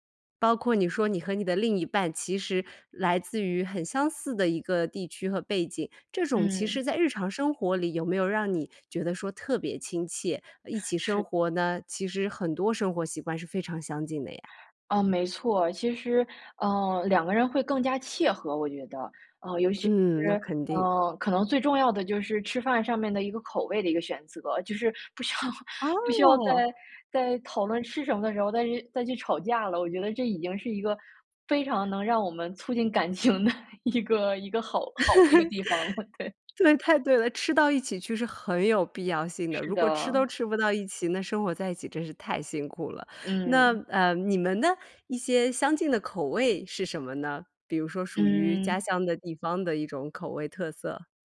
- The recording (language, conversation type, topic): Chinese, podcast, 离开家乡后，你是如何保留或调整原本的习俗的？
- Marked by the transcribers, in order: laughing while speaking: "不需要 不需要在 在讨论 … 一个地方了，对"; laugh; laughing while speaking: "对，太对了"; other background noise